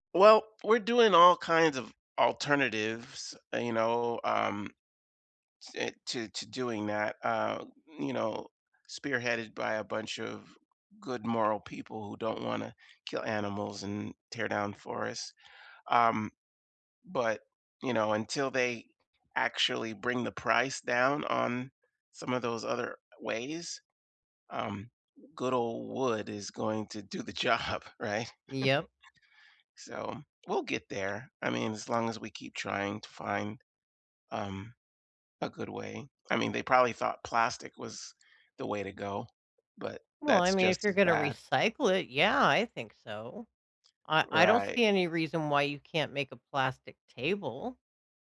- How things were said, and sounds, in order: laughing while speaking: "the job, right?"; chuckle; tapping; other background noise
- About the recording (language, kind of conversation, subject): English, unstructured, How do you feel about people cutting down forests for money?